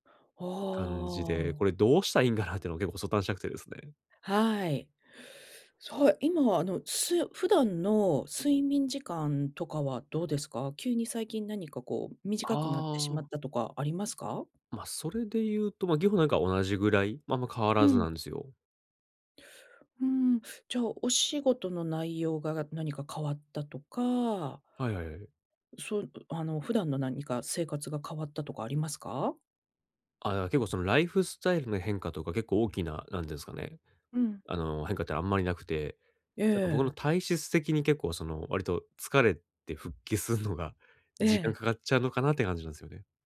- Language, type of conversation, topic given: Japanese, advice, 短時間で元気を取り戻すにはどうすればいいですか？
- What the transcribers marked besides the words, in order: laughing while speaking: "復帰するのが"